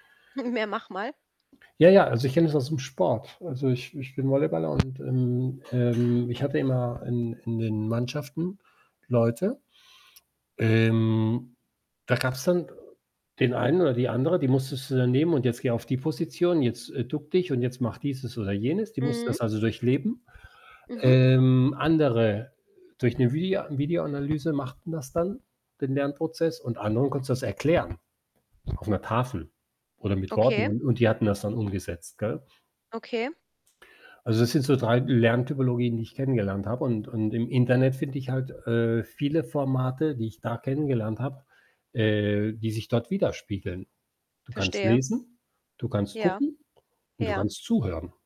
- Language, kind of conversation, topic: German, unstructured, Wie hat das Internet dein Lernen verändert?
- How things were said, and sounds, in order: laughing while speaking: "Mehr: Mach mal"; static; other background noise